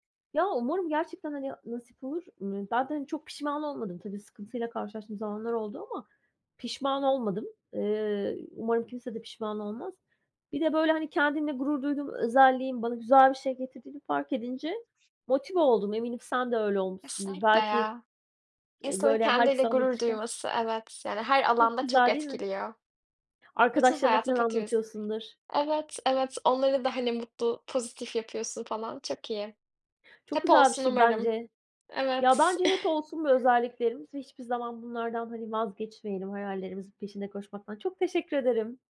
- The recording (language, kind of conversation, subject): Turkish, unstructured, Kendinle gurur duyduğun bir özelliğin nedir?
- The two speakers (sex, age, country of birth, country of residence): female, 20-24, Turkey, Netherlands; female, 45-49, Turkey, Spain
- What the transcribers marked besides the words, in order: other background noise; chuckle